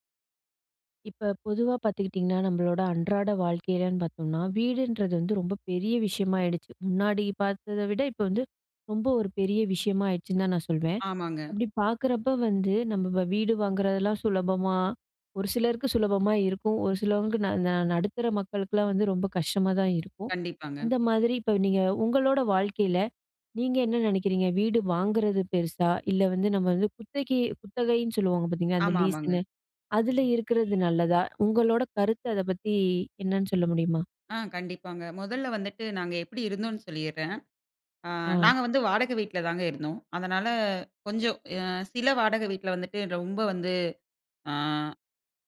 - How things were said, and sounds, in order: horn
- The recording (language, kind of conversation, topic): Tamil, podcast, வீடு வாங்கலாமா அல்லது வாடகை வீட்டிலேயே தொடரலாமா என்று முடிவெடுப்பது எப்படி?